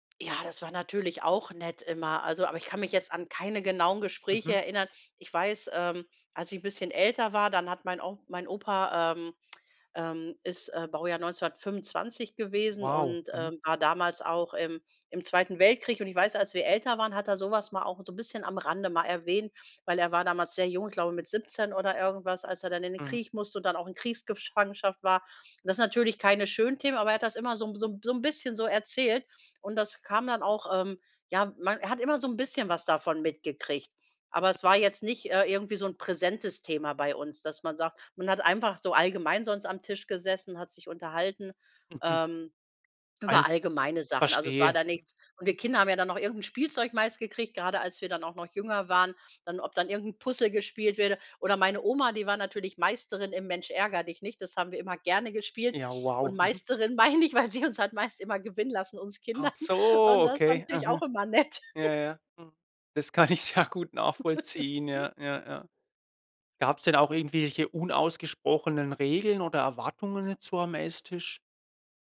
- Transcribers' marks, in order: other background noise; "wurde" said as "wirde"; laughing while speaking: "meine ich, weil sie uns halt"; laughing while speaking: "Kindern"; laughing while speaking: "nett"; snort; laughing while speaking: "kann ich"; giggle
- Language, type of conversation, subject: German, podcast, Welche Erinnerungen verbindest du mit gemeinsamen Mahlzeiten?